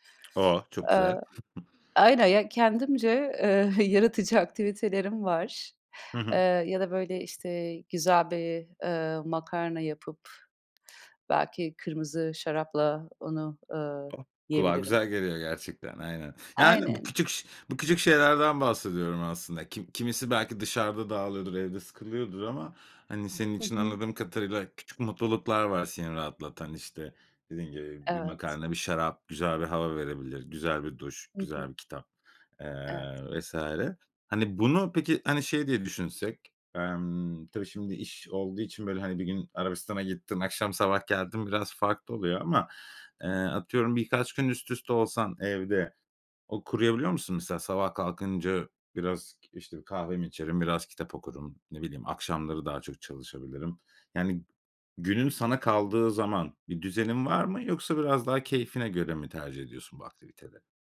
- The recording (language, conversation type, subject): Turkish, podcast, Evde sakinleşmek için uyguladığın küçük ritüeller nelerdir?
- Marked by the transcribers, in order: other background noise; tapping; chuckle